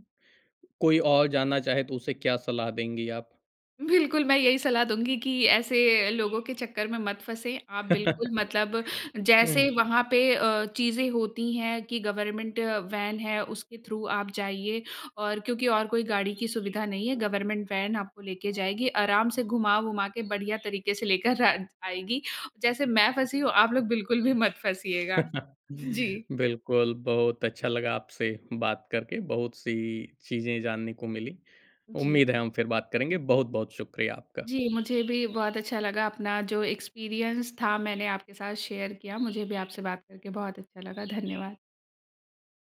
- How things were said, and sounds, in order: laughing while speaking: "बिल्कुल"; bird; chuckle; in English: "गवर्नमेंट"; in English: "थ्रू"; in English: "गवर्नमेंट"; laughing while speaking: "लेकर अ"; chuckle; laughing while speaking: "जी"; in English: "एक्सपीरियन्स"
- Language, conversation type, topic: Hindi, podcast, कैंपिंग या ट्रेकिंग के दौरान किसी मुश्किल में फँसने पर आपने क्या किया था?